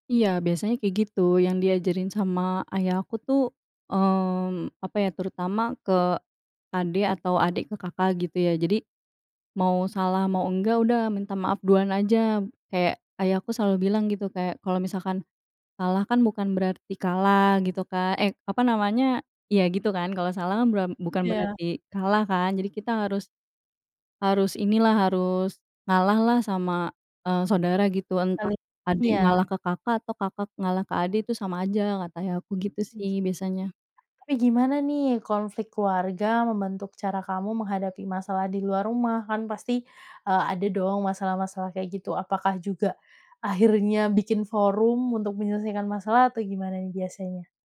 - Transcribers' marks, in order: tapping; other animal sound
- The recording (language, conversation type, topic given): Indonesian, podcast, Bagaimana kalian biasanya menyelesaikan konflik dalam keluarga?